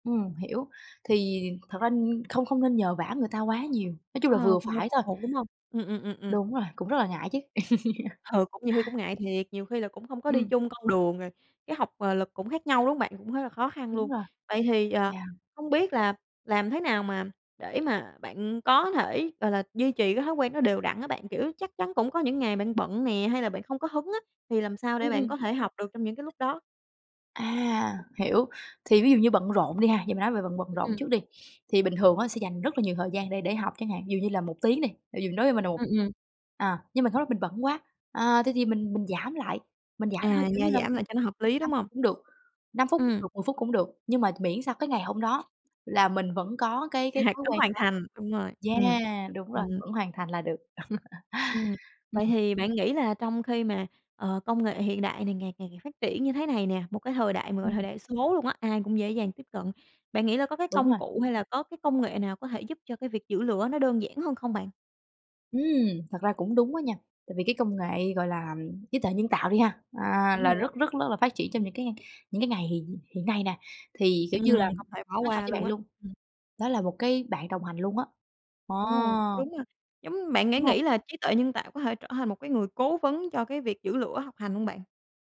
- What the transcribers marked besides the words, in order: other background noise; tapping; laugh; laughing while speaking: "Ừ"; unintelligible speech; laugh
- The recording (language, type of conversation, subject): Vietnamese, podcast, Theo bạn, làm thế nào để giữ lửa học suốt đời?